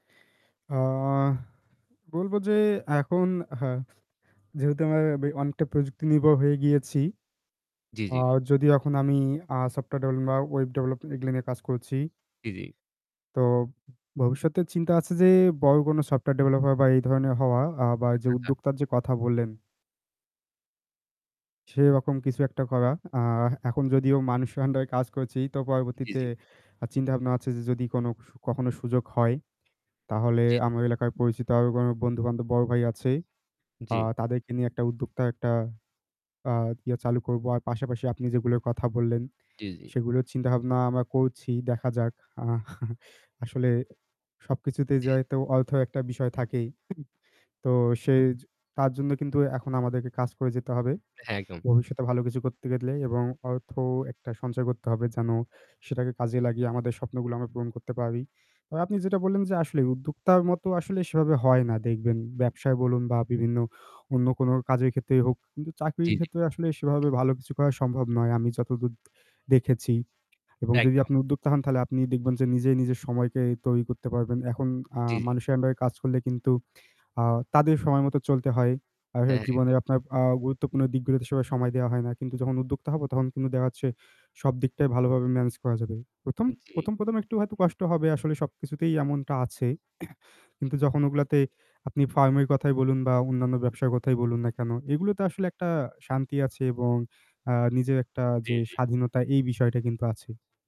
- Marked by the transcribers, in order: static; other background noise; mechanical hum; distorted speech; tapping; chuckle; throat clearing
- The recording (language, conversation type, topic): Bengali, unstructured, ভবিষ্যতে তুমি নিজেকে কোথায় দেখতে চাও?